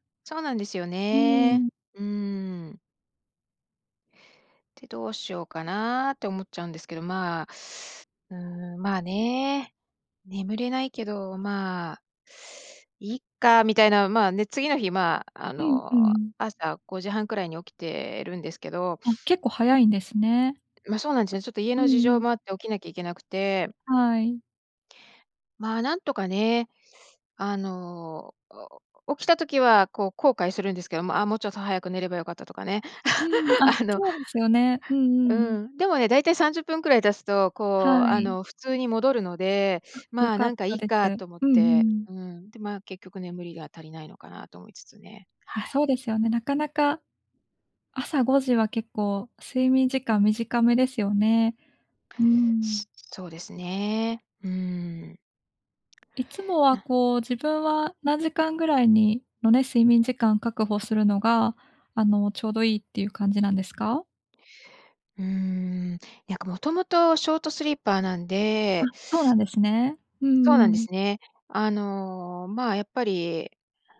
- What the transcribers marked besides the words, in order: laugh; laughing while speaking: "あの"
- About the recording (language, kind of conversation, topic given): Japanese, advice, 安らかな眠りを優先したいのですが、夜の習慣との葛藤をどう解消すればよいですか？